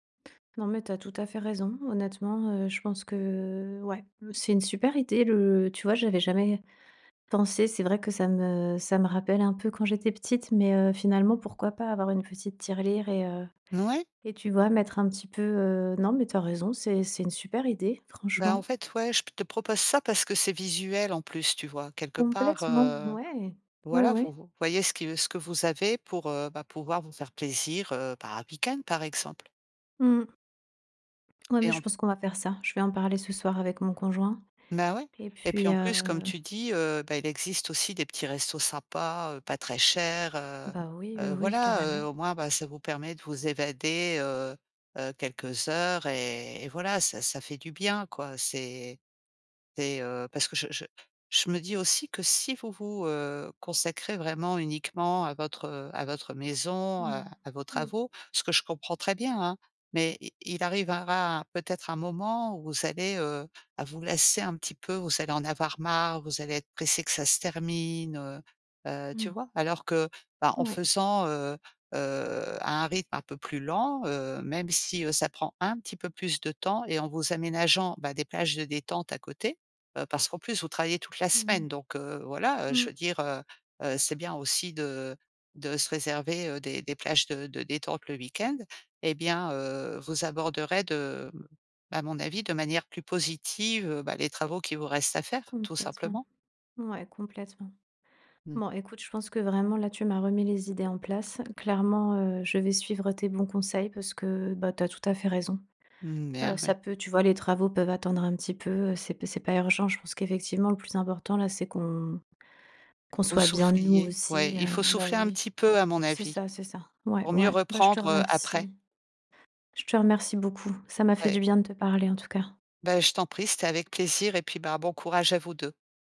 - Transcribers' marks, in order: tapping; stressed: "marre"; stressed: "termine"; other background noise
- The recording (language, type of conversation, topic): French, advice, Comment gérez-vous le stress financier lié aux coûts de votre déménagement et de votre installation ?